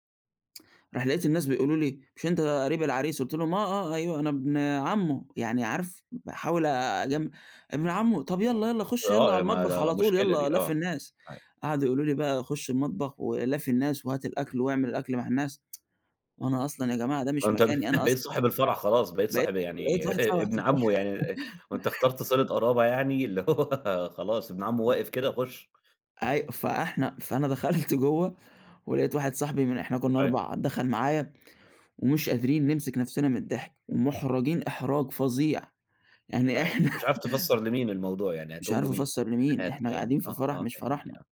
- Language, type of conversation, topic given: Arabic, podcast, إحكي عن موقف ضحكتوا فيه كلكم سوا؟
- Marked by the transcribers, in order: tsk; other noise; unintelligible speech; tsk; laughing while speaking: "ب"; chuckle; unintelligible speech; chuckle; laughing while speaking: "اللي هو"; laughing while speaking: "دخَلت"; laughing while speaking: "يعني إحنا"; other background noise; unintelligible speech